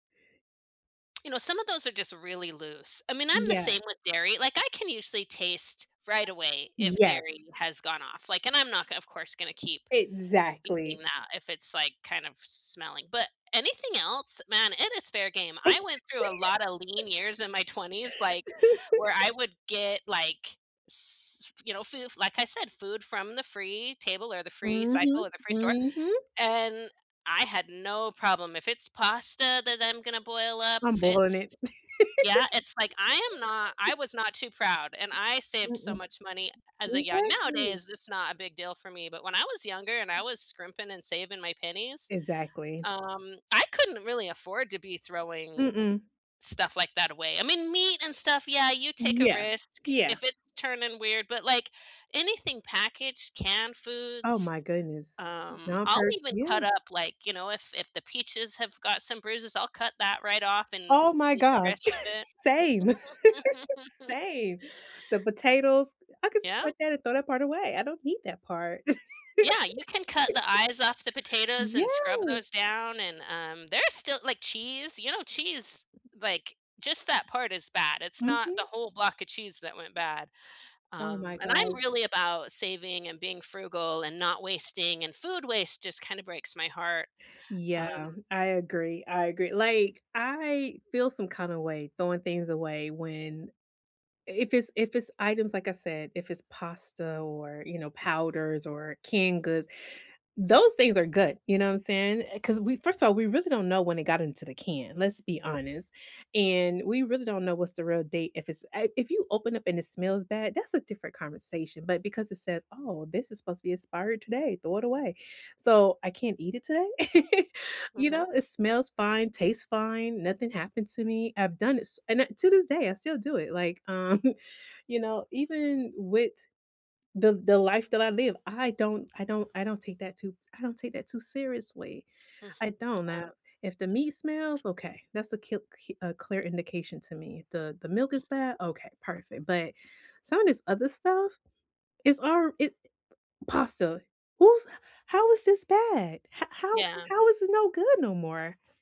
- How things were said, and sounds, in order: other background noise; tsk; laugh; laugh; chuckle; laughing while speaking: "Same"; chuckle; chuckle; chuckle; chuckle
- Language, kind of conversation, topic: English, unstructured, What’s your take on eating food past its expiration date?
- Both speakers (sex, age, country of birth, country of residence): female, 45-49, United States, United States; female, 45-49, United States, United States